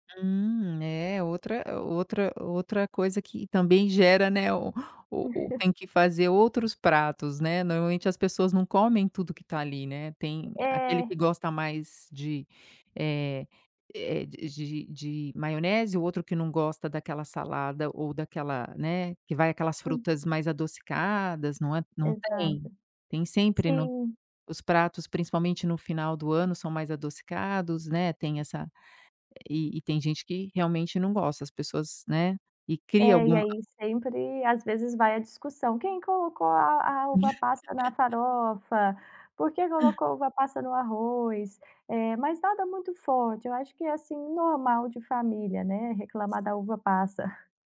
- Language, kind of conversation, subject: Portuguese, podcast, Qual é o papel da comida nas lembranças e nos encontros familiares?
- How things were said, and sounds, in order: tapping; chuckle; other background noise; chuckle